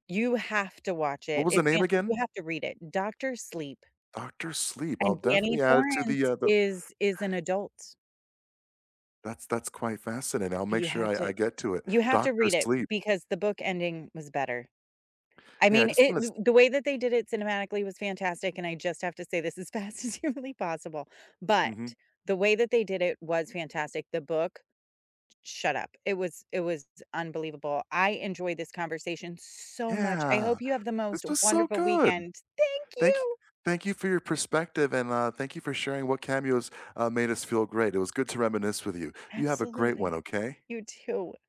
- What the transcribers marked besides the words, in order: laughing while speaking: "humanly"; stressed: "so"; put-on voice: "Thank you"
- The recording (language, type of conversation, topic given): English, unstructured, Which celebrity cameo surprised you the most?
- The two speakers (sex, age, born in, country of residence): female, 45-49, United States, United States; male, 45-49, United States, United States